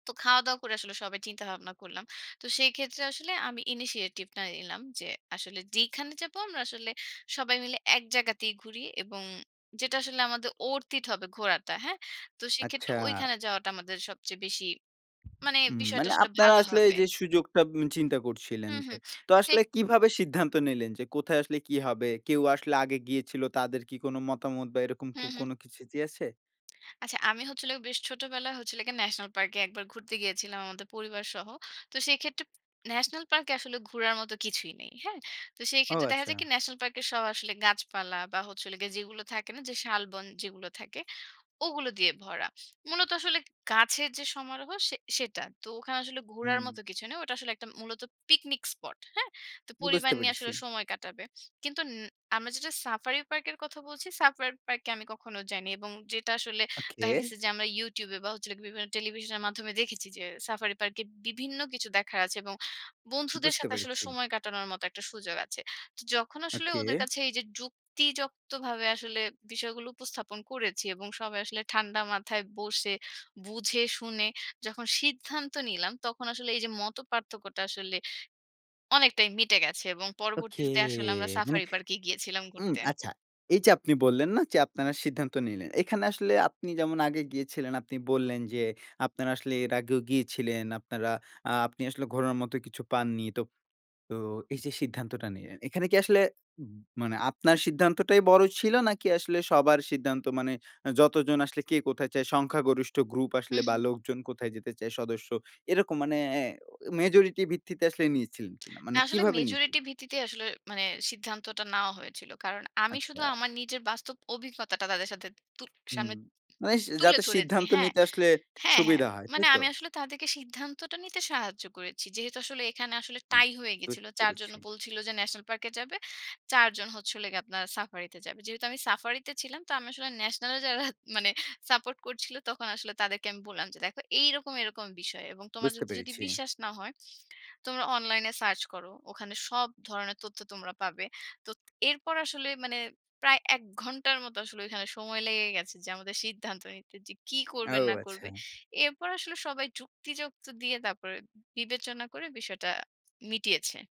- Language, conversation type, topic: Bengali, podcast, আপনি দলের মধ্যে মতপার্থক্য হলে তা কীভাবে মেটান?
- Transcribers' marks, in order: other background noise